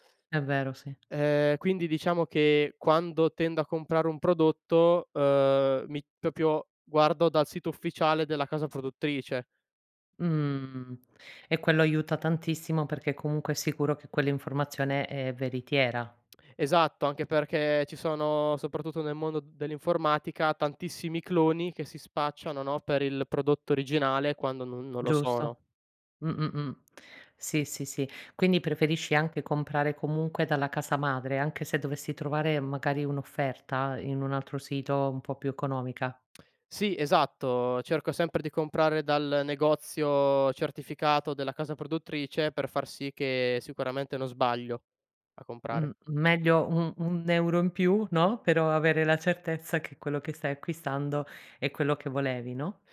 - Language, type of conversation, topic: Italian, podcast, Come affronti il sovraccarico di informazioni quando devi scegliere?
- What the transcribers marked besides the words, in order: tsk